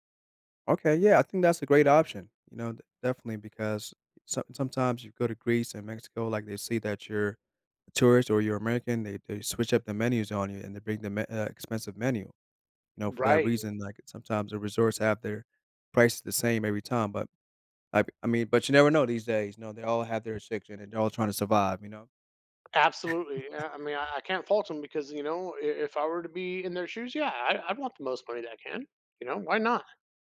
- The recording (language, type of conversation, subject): English, podcast, How has exploring new places impacted your outlook on life and personal growth?
- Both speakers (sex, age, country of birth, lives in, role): male, 35-39, Saudi Arabia, United States, host; male, 45-49, United States, United States, guest
- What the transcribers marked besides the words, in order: chuckle